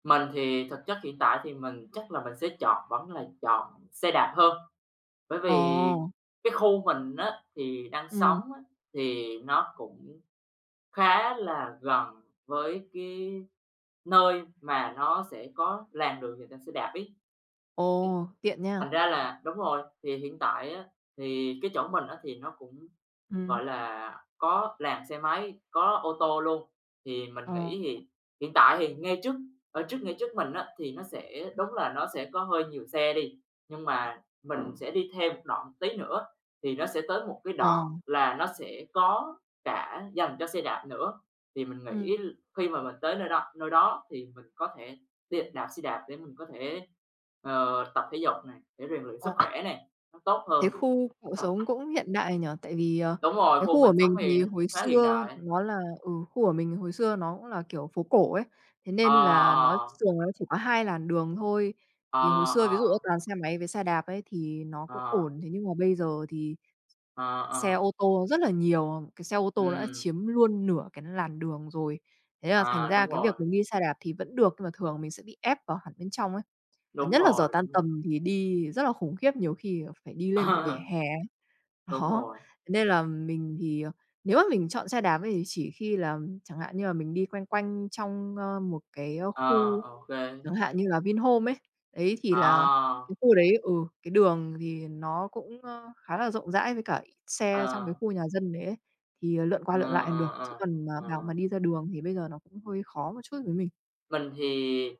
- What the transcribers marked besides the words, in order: other background noise; tapping; unintelligible speech; laughing while speaking: "Ờ"; laughing while speaking: "Đó"
- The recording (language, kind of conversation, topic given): Vietnamese, unstructured, Bạn thường chọn đi xe đạp hay đi bộ để rèn luyện sức khỏe?